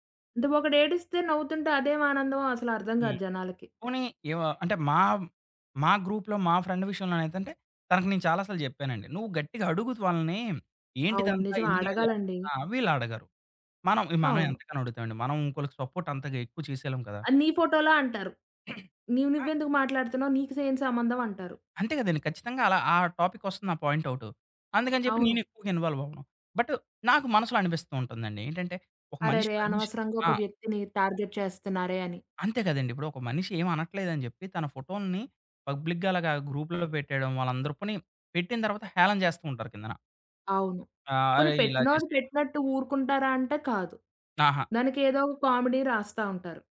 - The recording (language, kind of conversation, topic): Telugu, podcast, నిన్నో ఫొటో లేదా స్క్రీన్‌షాట్ పంపేముందు ఆలోచిస్తావా?
- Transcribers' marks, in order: in English: "గ్రూప్‌లో"; in English: "ఫ్రెండ్"; tapping; in English: "సపోర్ట్"; throat clearing; in English: "టాపిక్"; in English: "పాయింట్ ఔట్"; in English: "ఇన్‌వాల్వ్"; in English: "బట్"; in English: "పర్మిషన్"; in English: "టార్గెట్"; other background noise; in English: "పబ్లిక్‌గా"; in English: "గ్రూప్‌లలో"; in English: "కామెడీ"